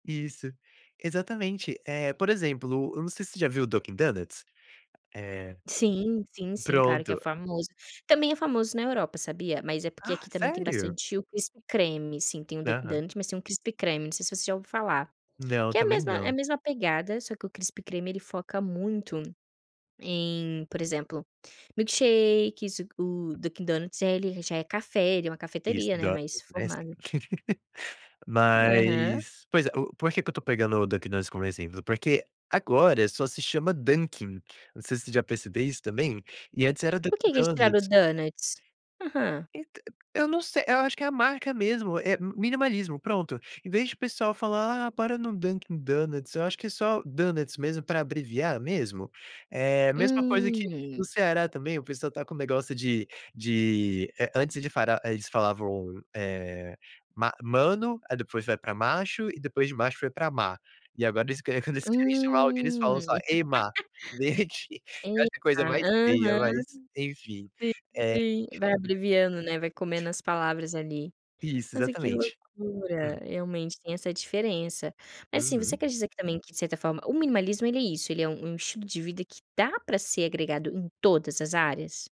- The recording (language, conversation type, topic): Portuguese, podcast, Como o minimalismo impacta a sua autoestima?
- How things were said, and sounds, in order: tapping; laugh; other background noise; in English: "donuts?"; drawn out: "Hum"; laugh; laughing while speaking: "gente"